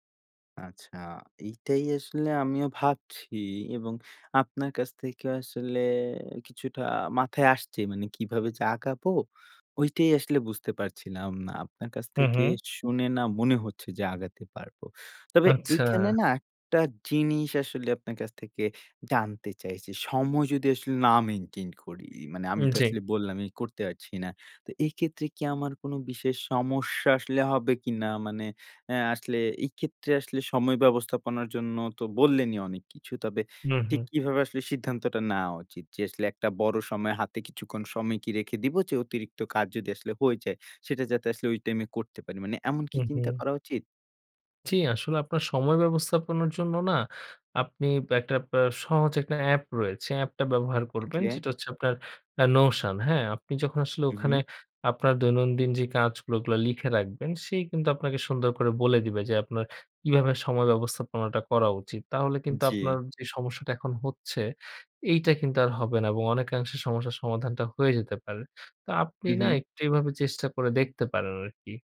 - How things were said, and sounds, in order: tapping; "জানতে" said as "দানতে"; "পারছি" said as "আরছি"; other background noise
- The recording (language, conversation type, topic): Bengali, advice, সময় ব্যবস্থাপনায় অসুবিধা এবং সময়মতো কাজ শেষ না করার কারণ কী?